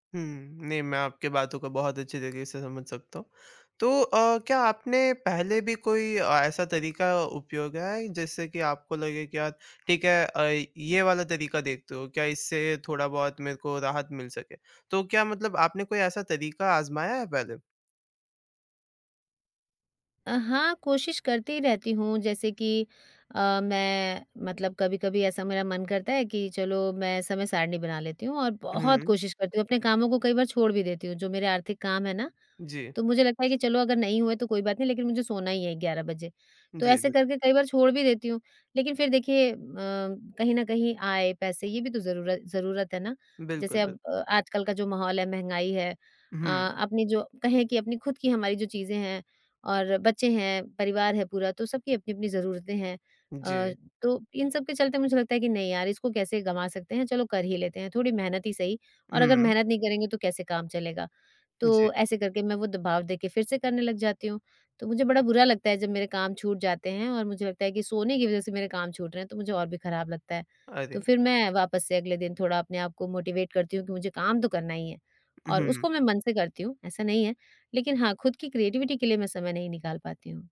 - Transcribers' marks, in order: tapping; other background noise; in English: "मोटिवेट"; in English: "क्रिएटिविटी"
- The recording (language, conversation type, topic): Hindi, advice, मैं रोज़ाना रचनात्मक काम के लिए समय कैसे निकालूँ?